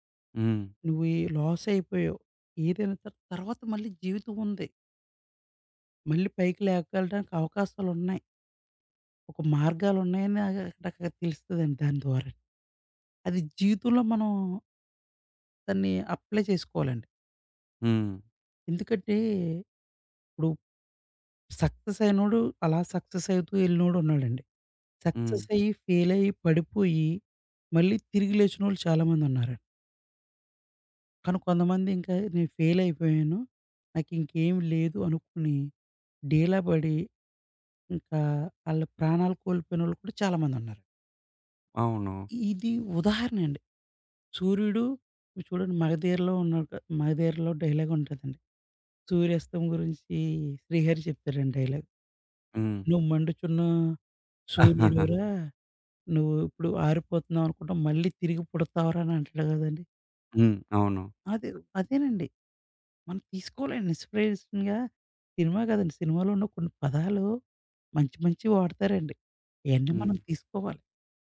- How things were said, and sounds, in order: in English: "లాస్"; in English: "అప్లై"; in English: "సక్సెస్"; in English: "సక్సెస్"; in English: "సక్సెస్"; in English: "ఫెయిల్"; in English: "డైలాగ్"; in English: "డైలాగ్"; chuckle; in English: "ఇన్స్‌పిరేషన్‌గా"
- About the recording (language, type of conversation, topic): Telugu, podcast, సూర్యాస్తమయం చూసిన తర్వాత మీ దృష్టికోణంలో ఏ మార్పు వచ్చింది?